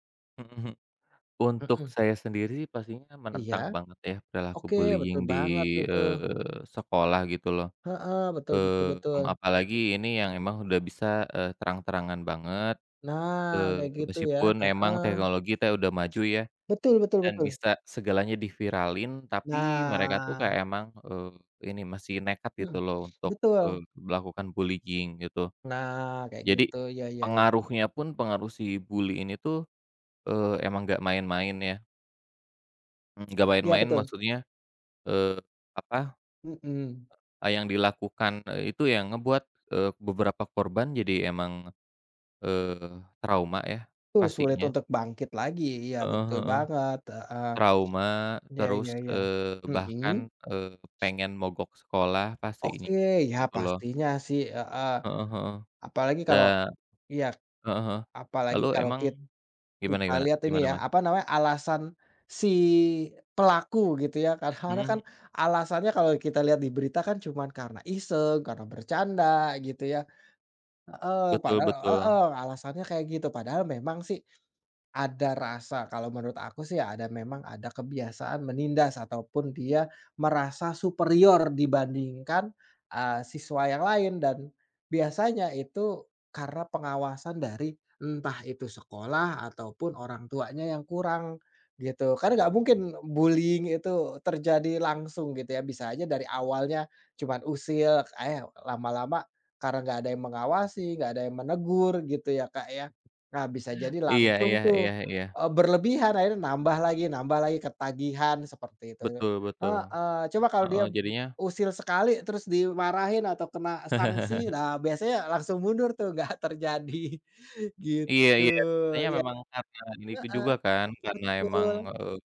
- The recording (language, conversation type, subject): Indonesian, unstructured, Bagaimana menurutmu dampak perundungan di lingkungan sekolah?
- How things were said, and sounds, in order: in English: "bullying"; tapping; in Sundanese: "teh"; other background noise; in English: "bullying"; in English: "bullying"; laugh; laughing while speaking: "enggak terjadi"; chuckle